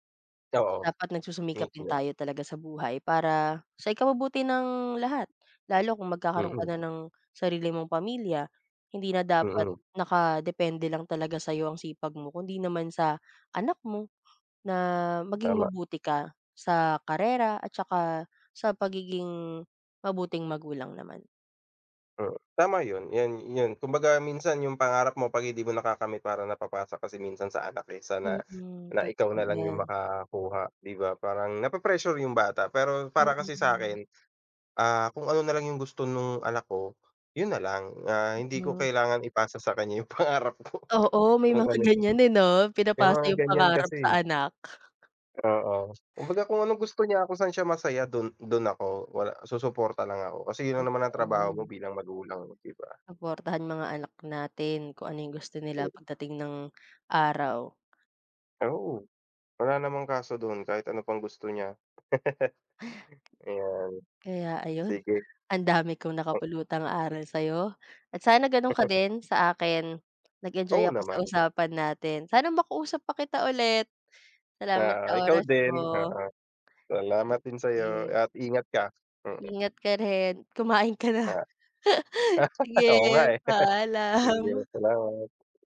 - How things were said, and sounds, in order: chuckle; chuckle; other background noise; laugh; laugh; laugh; chuckle; laugh
- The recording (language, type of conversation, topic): Filipino, unstructured, Paano mo maipapaliwanag ang kahalagahan ng pagkakaroon ng pangarap?